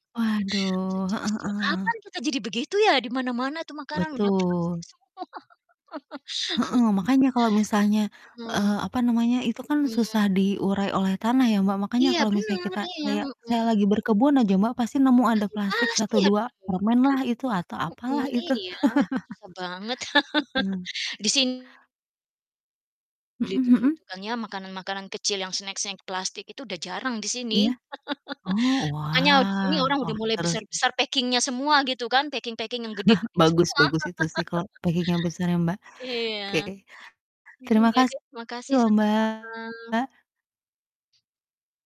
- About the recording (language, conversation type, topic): Indonesian, unstructured, Apa yang bisa kita lakukan untuk mengurangi sampah plastik?
- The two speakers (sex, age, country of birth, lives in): female, 35-39, Indonesia, Indonesia; female, 45-49, Indonesia, United States
- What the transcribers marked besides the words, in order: distorted speech; laughing while speaking: "semua"; laugh; tapping; chuckle; laugh; chuckle; in English: "packing-nya"; in English: "Packing-packing"; chuckle; laugh; in English: "packing"; laughing while speaking: "Iya"; laughing while speaking: "sama-sama"; other background noise